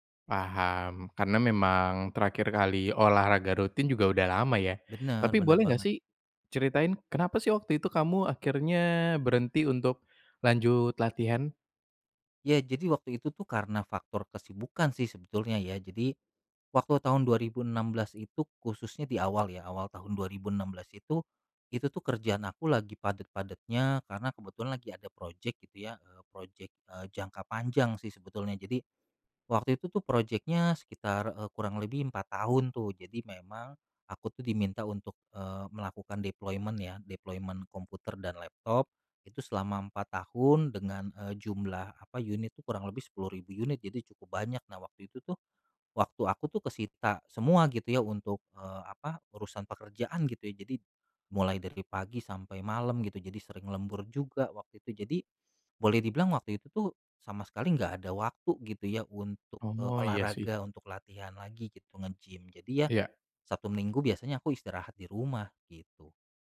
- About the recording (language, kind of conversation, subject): Indonesian, advice, Bagaimana cara kembali berolahraga setelah lama berhenti jika saya takut tubuh saya tidak mampu?
- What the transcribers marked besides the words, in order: in English: "deployment"; in English: "deployment"